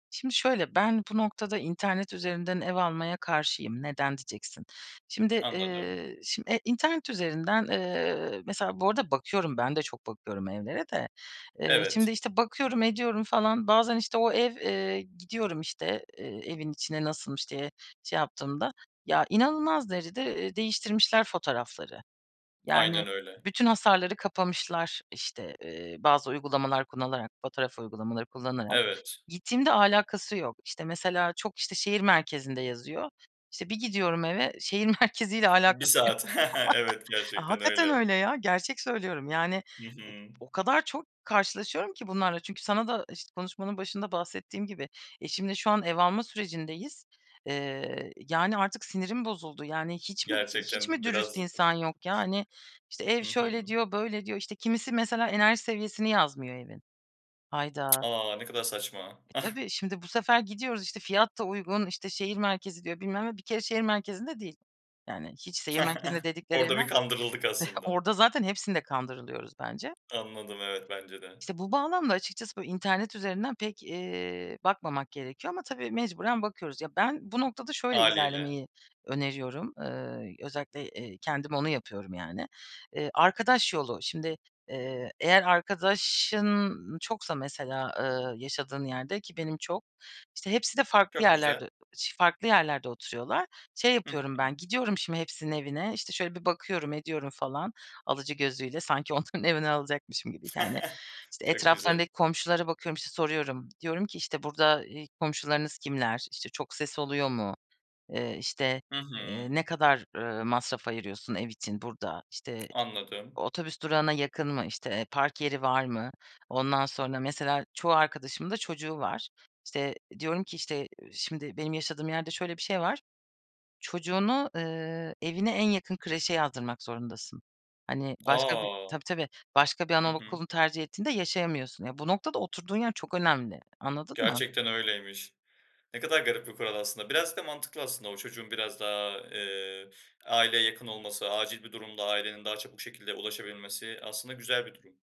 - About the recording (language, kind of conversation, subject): Turkish, podcast, Ev almak mı, kiralamak mı daha mantıklı sizce?
- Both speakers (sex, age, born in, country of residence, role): female, 30-34, Turkey, Germany, guest; male, 20-24, Turkey, Germany, host
- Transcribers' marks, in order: other background noise; laughing while speaking: "merkeziyle"; chuckle; laughing while speaking: "yo"; chuckle; unintelligible speech; chuckle; chuckle; chuckle; laughing while speaking: "onların"; chuckle; tapping